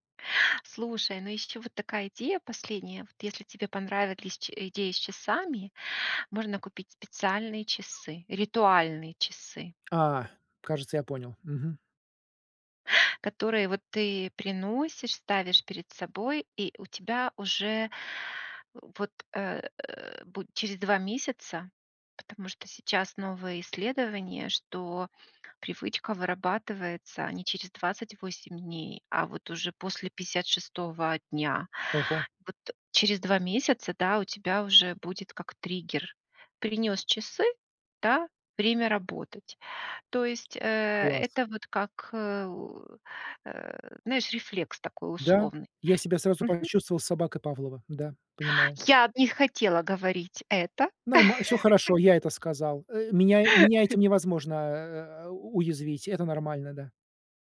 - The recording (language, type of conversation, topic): Russian, advice, Как мне лучше управлять временем и расставлять приоритеты?
- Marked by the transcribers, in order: tapping; other background noise; laugh; chuckle